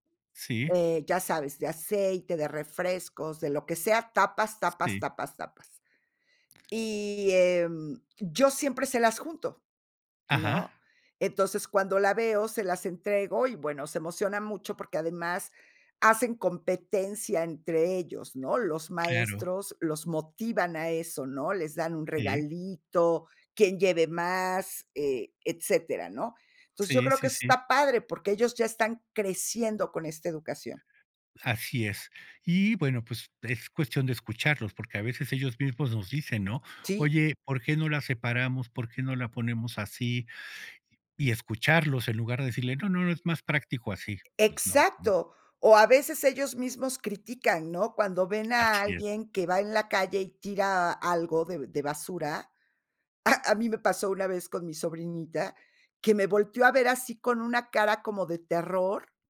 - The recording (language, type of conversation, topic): Spanish, podcast, ¿Tienes algún truco para reducir la basura que generas?
- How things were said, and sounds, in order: none